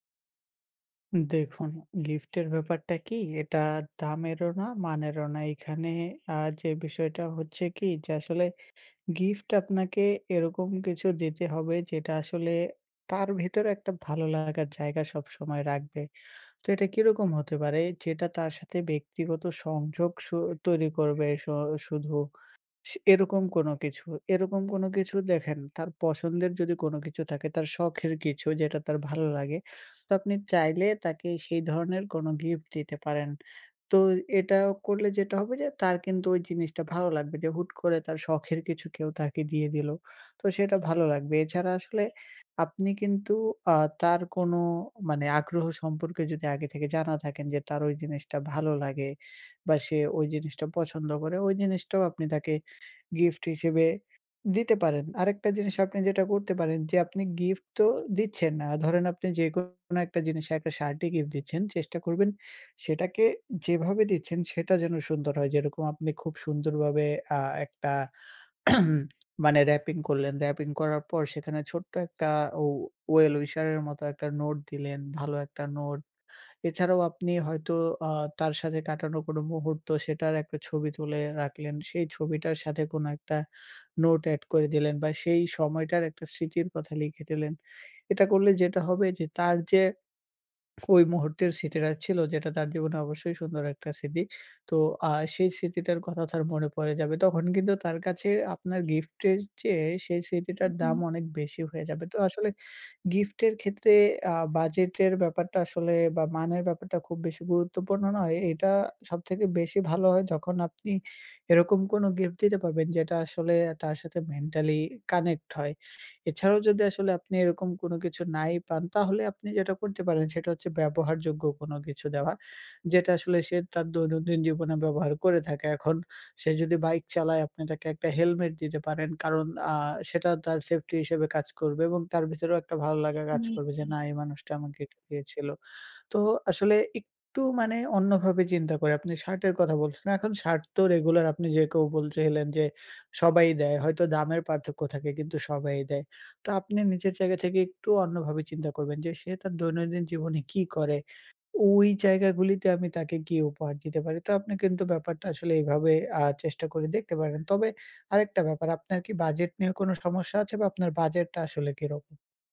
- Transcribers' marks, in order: other background noise; tapping; throat clearing; horn
- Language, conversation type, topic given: Bengali, advice, আমি কীভাবে সঠিক উপহার বেছে কাউকে খুশি করতে পারি?